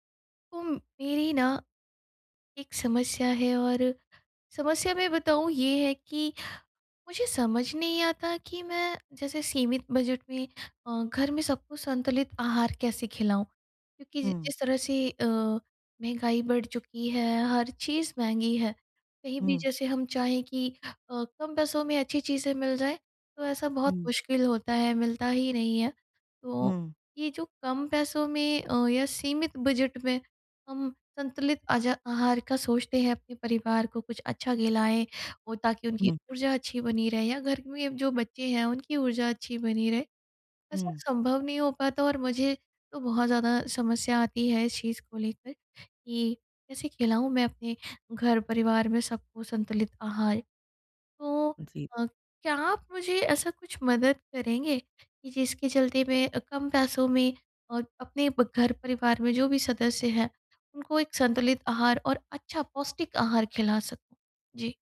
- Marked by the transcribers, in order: tapping
- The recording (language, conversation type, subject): Hindi, advice, सीमित बजट में आप रोज़ाना संतुलित आहार कैसे बना सकते हैं?